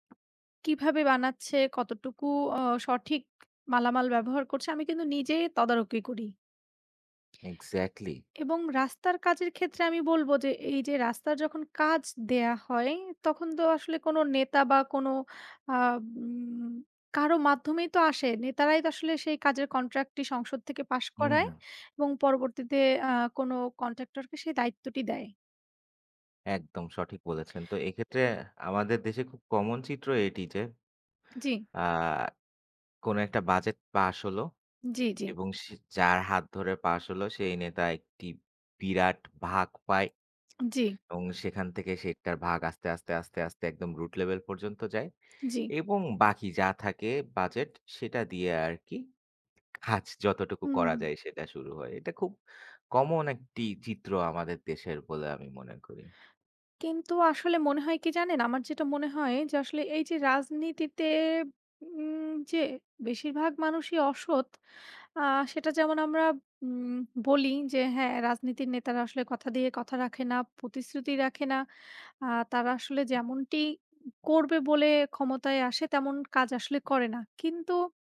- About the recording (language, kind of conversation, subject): Bengali, unstructured, রাজনীতিতে সৎ নেতৃত্বের গুরুত্ব কেমন?
- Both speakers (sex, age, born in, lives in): female, 25-29, Bangladesh, Bangladesh; male, 25-29, Bangladesh, Bangladesh
- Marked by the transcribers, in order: horn; in English: "root level"; laughing while speaking: "কাজ যতটুকু"